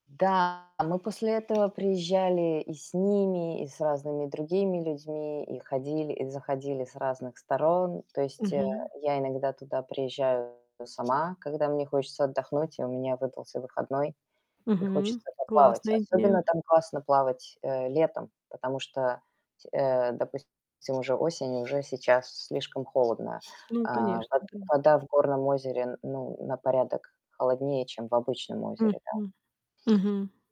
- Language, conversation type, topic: Russian, podcast, Расскажи о своём любимом природном месте: что в нём особенного?
- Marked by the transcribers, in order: other background noise; distorted speech; tapping